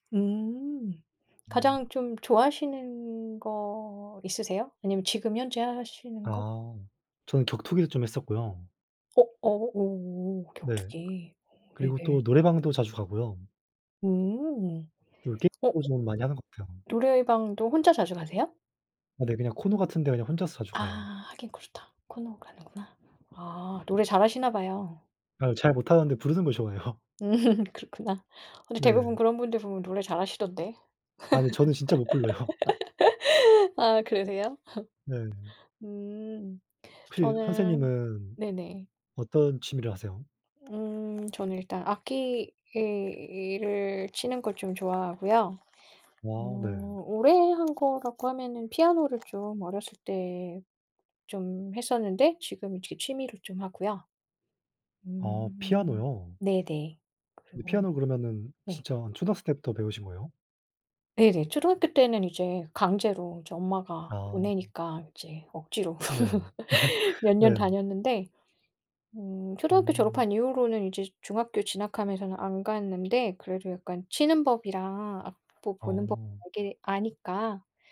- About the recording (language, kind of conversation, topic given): Korean, unstructured, 취미를 하다가 가장 놀랐던 순간은 언제였나요?
- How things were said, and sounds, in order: other background noise; laughing while speaking: "좋아해요"; laughing while speaking: "음"; laughing while speaking: "불러요"; laugh; laugh; tapping; laugh